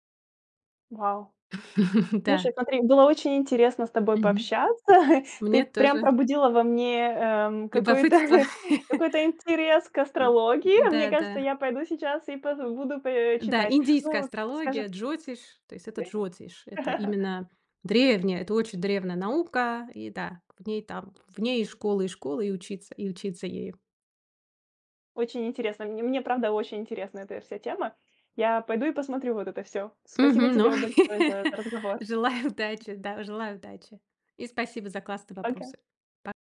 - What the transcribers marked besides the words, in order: laugh; tapping; chuckle; chuckle; other noise; laugh; laugh; laughing while speaking: "Желаю"
- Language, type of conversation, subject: Russian, podcast, Что помогает тебе не бросать новое занятие через неделю?
- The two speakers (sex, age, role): female, 35-39, host; female, 45-49, guest